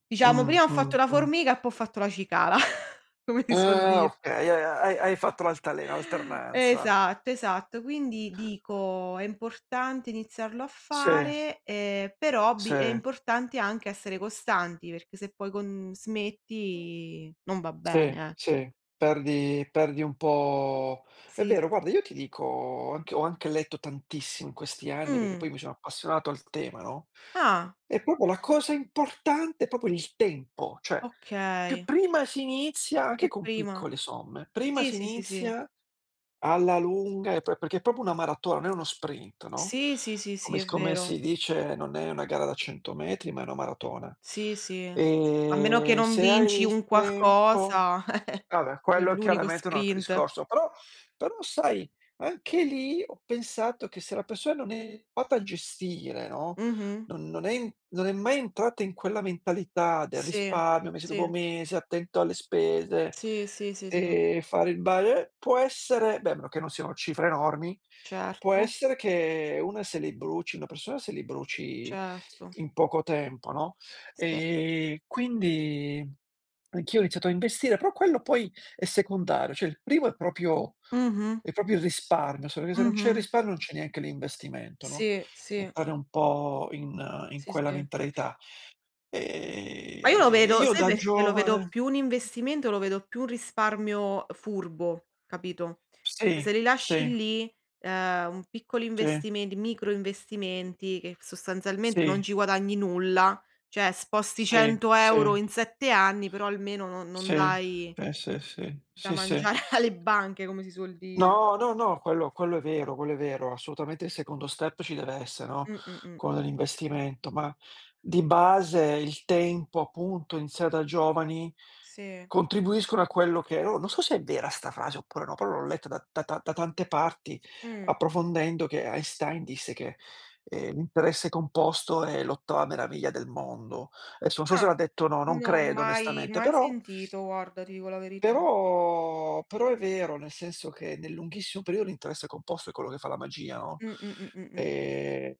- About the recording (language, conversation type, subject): Italian, unstructured, Perché è importante iniziare a risparmiare da giovani?
- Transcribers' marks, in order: chuckle; laughing while speaking: "si"; other background noise; "proprio" said as "popio"; "proprio" said as "popo"; tapping; "proprio" said as "popo"; chuckle; unintelligible speech; "Cioè" said as "ceh"; "proprio" said as "propio"; "proprio" said as "propio"; unintelligible speech; drawn out: "Ehm"; "cioè" said as "ceh"; laughing while speaking: "mangiar alle"; in English: "step"; drawn out: "però"